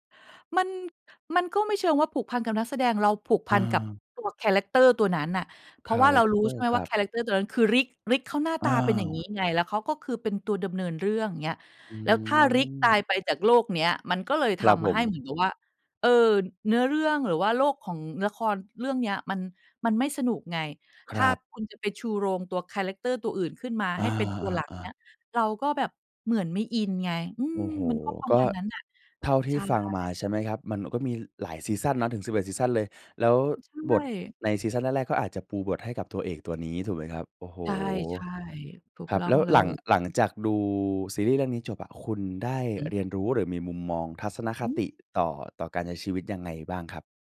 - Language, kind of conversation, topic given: Thai, podcast, ซีรีส์เรื่องไหนทำให้คุณติดงอมแงมจนวางไม่ลง?
- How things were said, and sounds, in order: other background noise